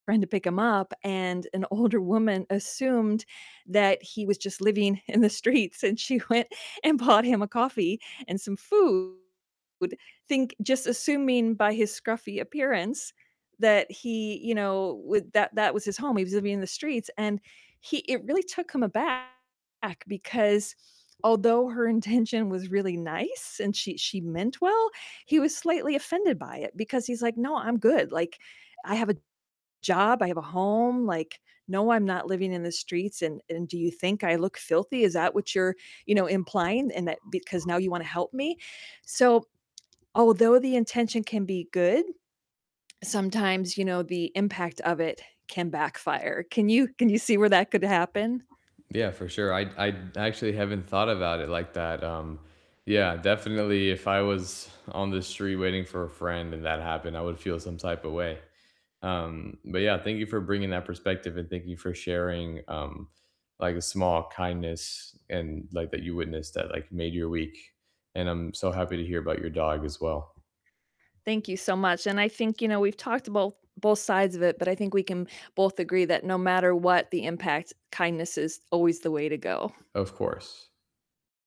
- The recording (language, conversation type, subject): English, unstructured, What is a small act of kindness you witnessed this week that made your week better, and how might it have fallen short?
- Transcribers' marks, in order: tapping; laughing while speaking: "in the streets, and she went and bought him"; distorted speech; other background noise; static